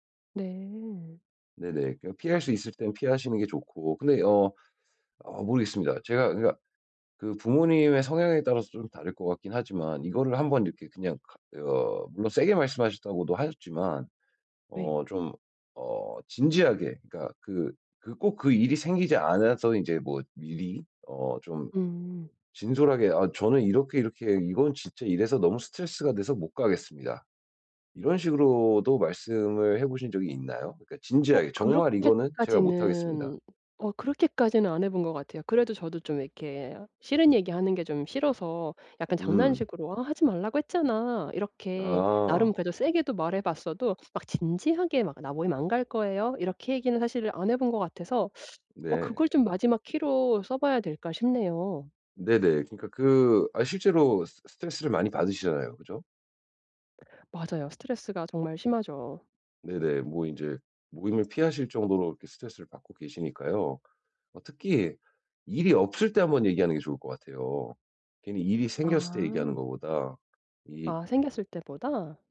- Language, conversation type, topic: Korean, advice, 파티나 모임에서 불편한 대화를 피하면서 분위기를 즐겁게 유지하려면 어떻게 해야 하나요?
- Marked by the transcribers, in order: other background noise; tapping